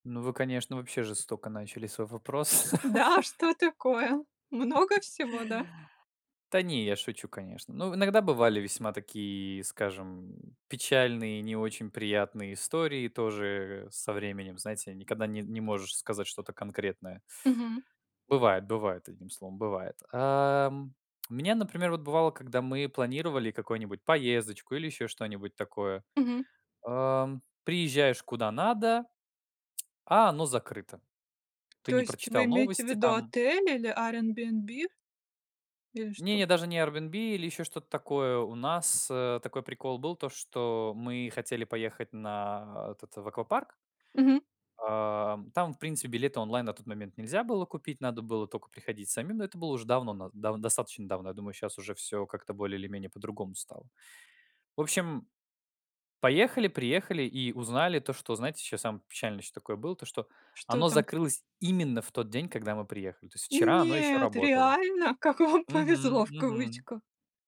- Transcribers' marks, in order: laughing while speaking: "Да"; laugh; other noise; tsk; tsk; tapping; stressed: "именно"; drawn out: "Нет"
- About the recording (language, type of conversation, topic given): Russian, unstructured, Что вас больше всего разочаровывало в поездках?